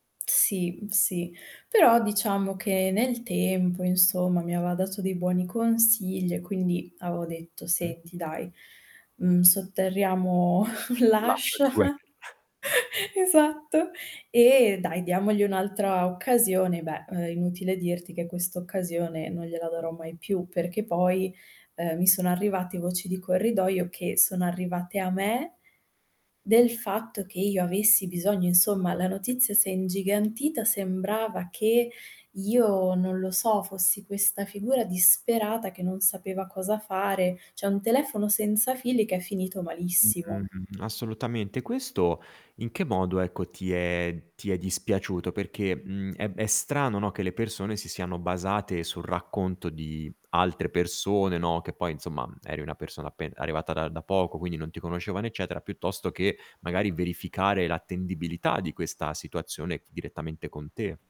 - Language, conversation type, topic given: Italian, podcast, Che cosa rende una relazione professionale davvero utile e duratura?
- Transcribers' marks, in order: static; "avevo" said as "aveo"; distorted speech; chuckle; laughing while speaking: "l'ascia. Esatto"; giggle; chuckle; other background noise; "cioè" said as "ceh"